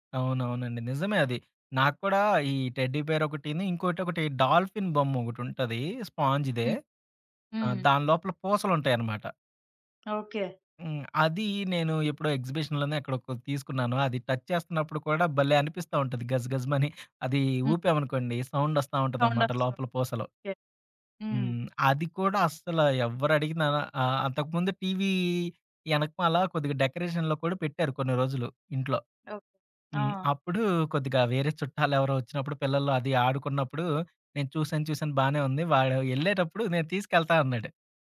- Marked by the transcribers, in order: in English: "టెడ్డీ బీర్"; in English: "డాల్ఫిన్"; in English: "స్పాంజ్‌దే"; tapping; in English: "ఎగ్జిబిషన్‌లోనే"; in English: "టచ్"; in English: "సౌండ్"; other background noise; in English: "డెకరేషన్‌లో"
- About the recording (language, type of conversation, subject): Telugu, podcast, ఇంట్లో మీకు అత్యంత విలువైన వస్తువు ఏది, ఎందుకు?